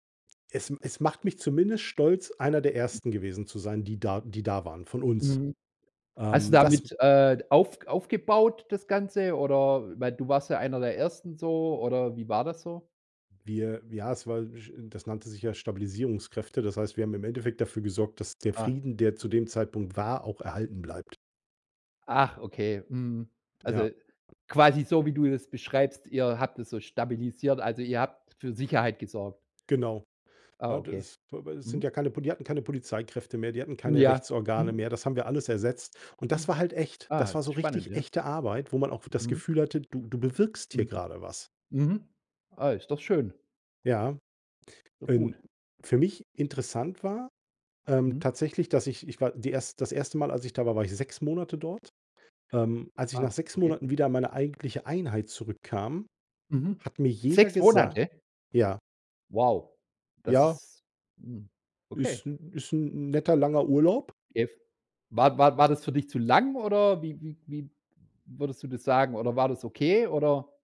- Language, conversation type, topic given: German, podcast, Welche Entscheidung hat dein Leben stark verändert?
- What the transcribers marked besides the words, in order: other background noise; unintelligible speech; unintelligible speech